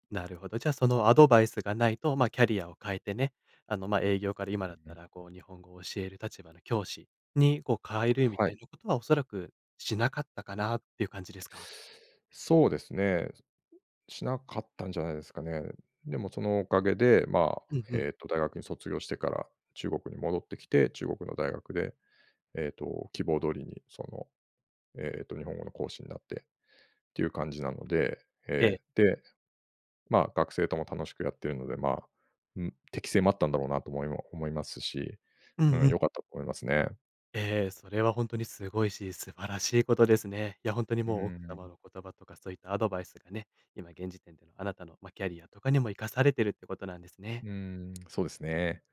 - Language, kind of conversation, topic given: Japanese, podcast, キャリアの中で、転機となったアドバイスは何でしたか？
- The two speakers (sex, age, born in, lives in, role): male, 25-29, Japan, Portugal, host; male, 50-54, Japan, Japan, guest
- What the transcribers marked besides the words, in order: unintelligible speech